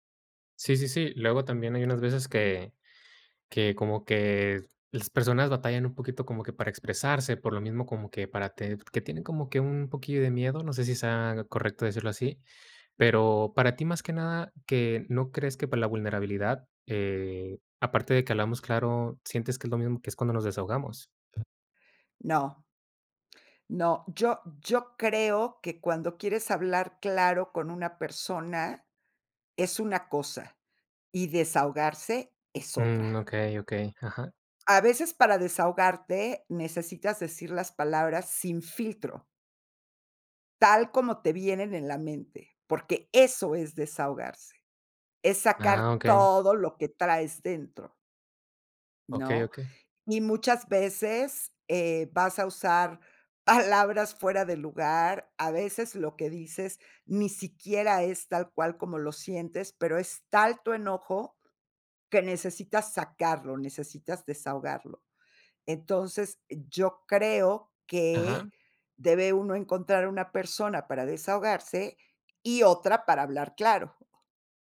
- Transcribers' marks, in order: other noise; other background noise; laughing while speaking: "palabras"
- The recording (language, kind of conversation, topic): Spanish, podcast, ¿Qué papel juega la vulnerabilidad al comunicarnos con claridad?